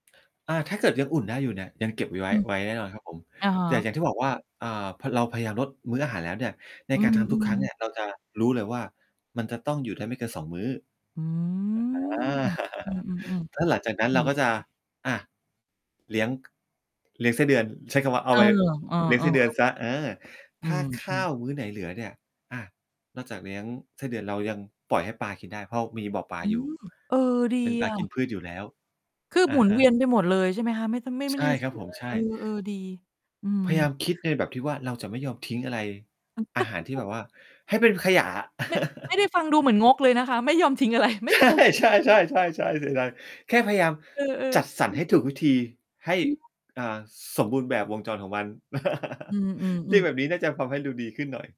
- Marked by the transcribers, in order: distorted speech; static; drawn out: "อืม"; chuckle; tapping; other noise; mechanical hum; laugh; chuckle; laughing while speaking: "อะไร"; laughing while speaking: "ใช่"; unintelligible speech; chuckle; laugh
- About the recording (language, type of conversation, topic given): Thai, podcast, มีวิธีลดอาหารเหลือทิ้งในบ้านอย่างไรบ้าง?